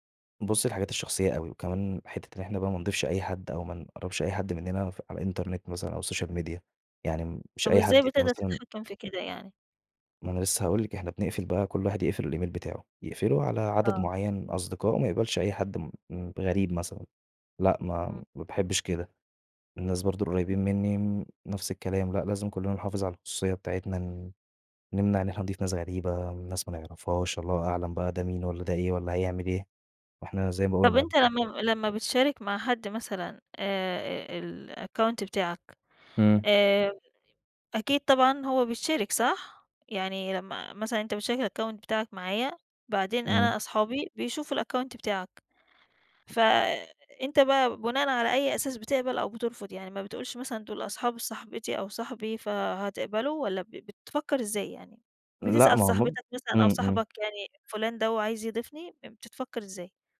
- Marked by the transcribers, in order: in English: "السوشيال ميديا"; laughing while speaking: "الإيميل"; in English: "الأكونت"; in English: "الأكونت"; in English: "الأكونت"
- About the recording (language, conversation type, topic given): Arabic, podcast, إزاي بتحافظ على خصوصيتك على الإنترنت؟